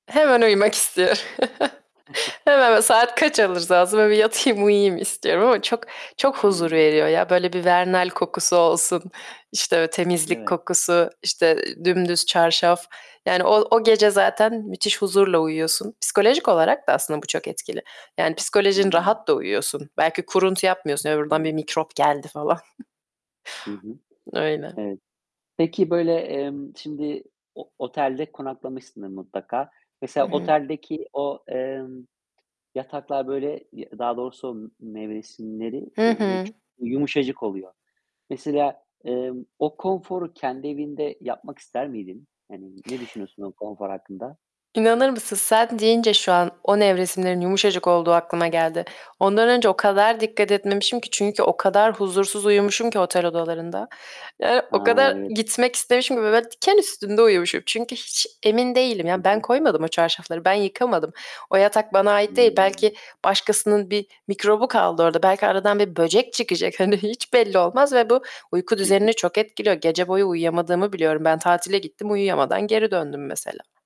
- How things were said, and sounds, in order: laughing while speaking: "istiyorum"; chuckle; other background noise; giggle; static; unintelligible speech; laughing while speaking: "hiç"
- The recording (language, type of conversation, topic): Turkish, podcast, Uyku düzenini iyileştirmek için sence neler işe yarıyor?